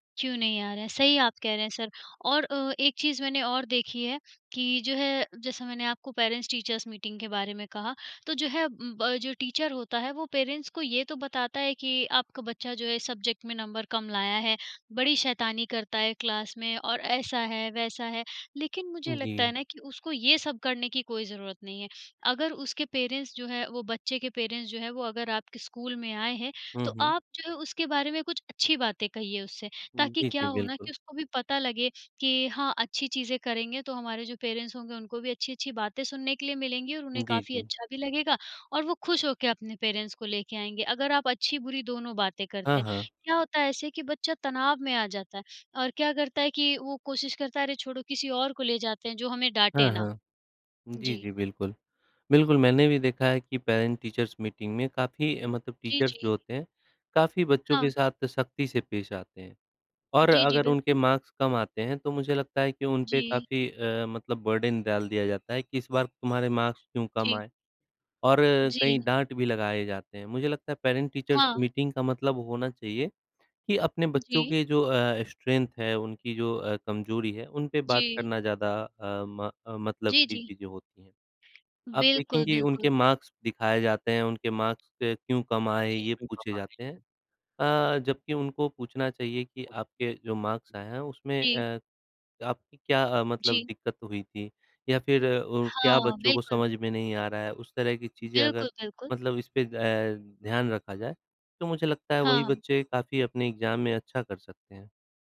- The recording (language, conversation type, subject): Hindi, unstructured, क्या हमारे स्कूलों में छात्रों के मानसिक स्वास्थ्य पर पर्याप्त ध्यान दिया जाता है?
- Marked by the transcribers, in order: in English: "पेरेंट्स-टीचर्स मीटिंग"; in English: "टीचर"; in English: "पेरेंट्स"; in English: "सब्‍ज़ेक्ट"; in English: "नंबर"; in English: "क्लास"; in English: "पेरेंट्स"; in English: "पेरेंट्स"; in English: "पेरेंट्स"; in English: "पेरेंट्स"; in English: "पेरेंट-टीचर्स मीटिंग"; in English: "टीचर्स"; in English: "मार्क्स"; in English: "बर्डन"; in English: "मार्क्स"; in English: "पेरेंट-टीचर्स मीटिंग"; in English: "स्ट्रेंथ"; tapping; in English: "मार्क्स"; in English: "मार्क्स"; unintelligible speech; in English: "मार्क्स"; in English: "एग्ज़ाम"